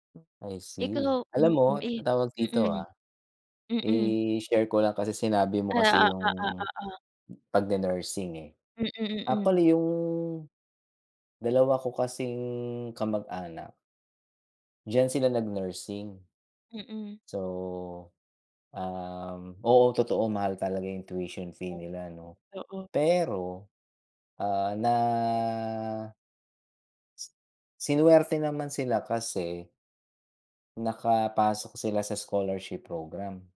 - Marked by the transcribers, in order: none
- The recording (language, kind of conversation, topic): Filipino, unstructured, Ano ang pinakamalaking hamon na nalampasan mo sa pag-aaral?